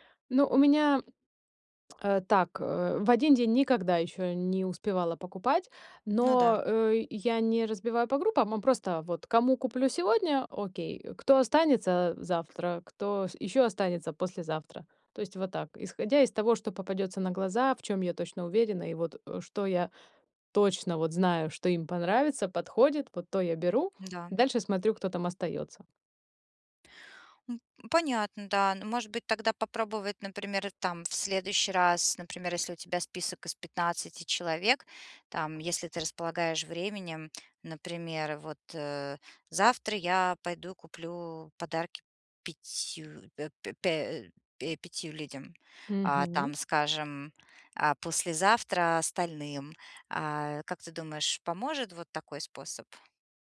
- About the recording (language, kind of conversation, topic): Russian, advice, Почему мне так трудно выбрать подарок и как не ошибиться с выбором?
- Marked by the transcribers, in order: lip smack; tapping; other background noise; other noise